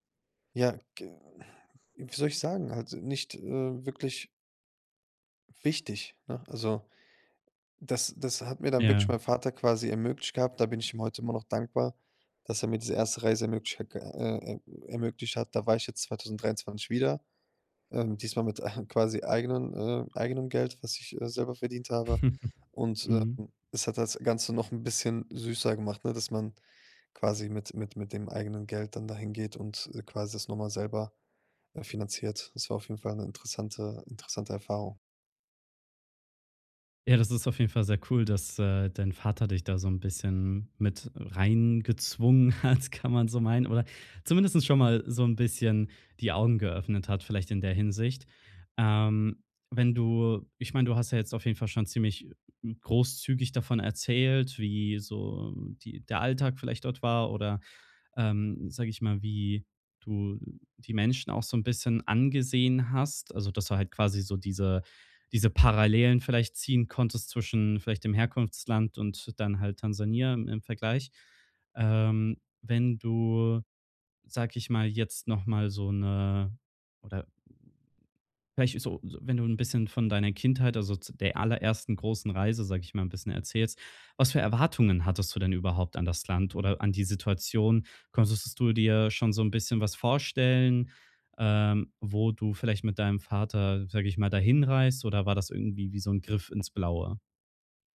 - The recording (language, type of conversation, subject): German, podcast, Was hat dir deine erste große Reise beigebracht?
- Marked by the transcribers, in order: sigh; chuckle; chuckle; laughing while speaking: "hat"; "zumindest" said as "zumindestens"; other noise